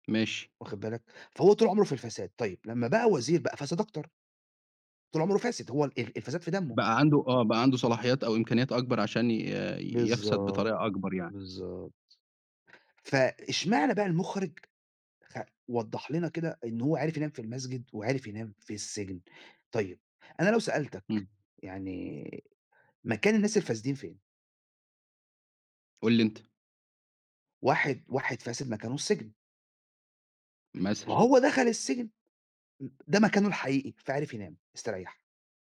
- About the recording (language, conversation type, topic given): Arabic, podcast, إيه آخر فيلم خلّاك تفكّر بجد، وليه؟
- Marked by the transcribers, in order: other background noise